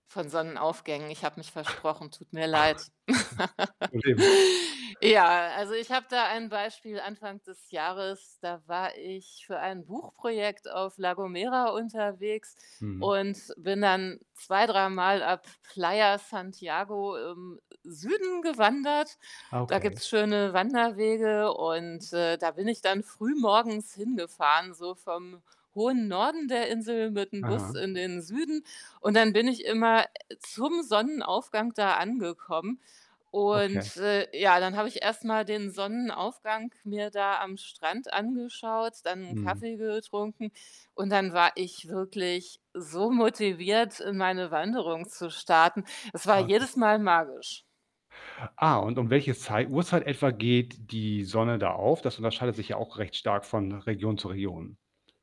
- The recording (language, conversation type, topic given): German, podcast, Was macht Sonnenaufgänge für dich so besonders?
- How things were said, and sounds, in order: static; other background noise; chuckle; unintelligible speech; chuckle; unintelligible speech